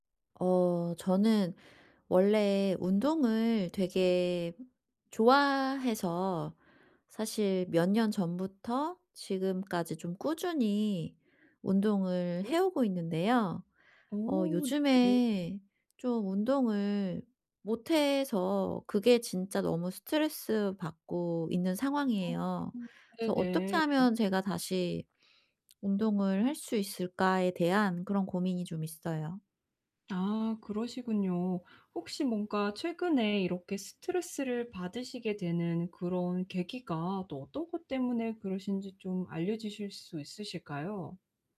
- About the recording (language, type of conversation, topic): Korean, advice, 운동을 중단한 뒤 다시 동기를 유지하려면 어떻게 해야 하나요?
- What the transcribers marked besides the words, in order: tapping; other background noise